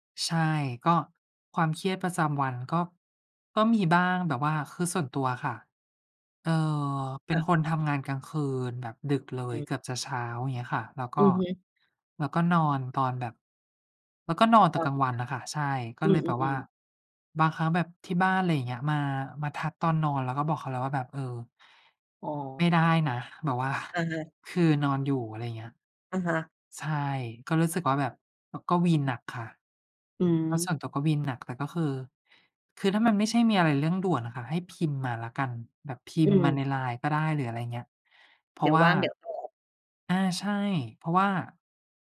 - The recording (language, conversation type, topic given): Thai, unstructured, คุณมีวิธีจัดการกับความเครียดในชีวิตประจำวันอย่างไร?
- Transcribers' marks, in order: laughing while speaking: "ว่า"